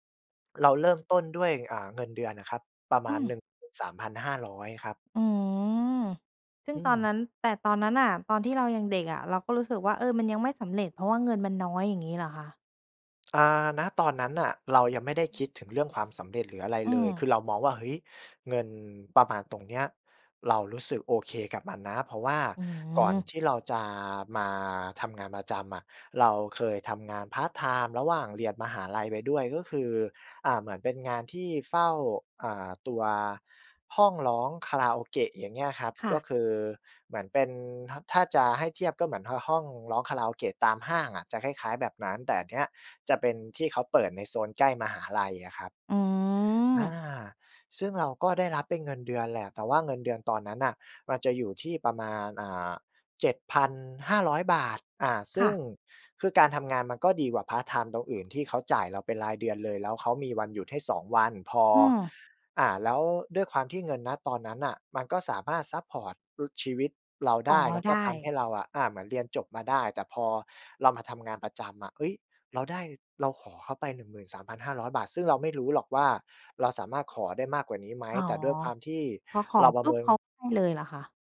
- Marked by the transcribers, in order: other background noise
- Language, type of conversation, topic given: Thai, podcast, คุณวัดความสำเร็จด้วยเงินเพียงอย่างเดียวหรือเปล่า?